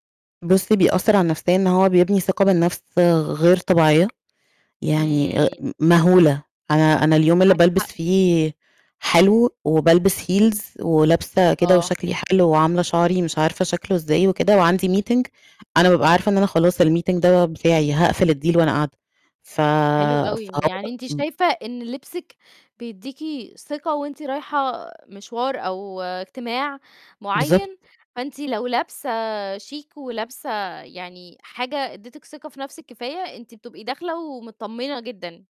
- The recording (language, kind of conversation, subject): Arabic, podcast, احكيلي عن أول مرة حسّيتي إن لبسك بيعبر عنك؟
- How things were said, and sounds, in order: distorted speech; in English: "heels"; in English: "meeting"; in English: "الmeeting"; in English: "الdeal"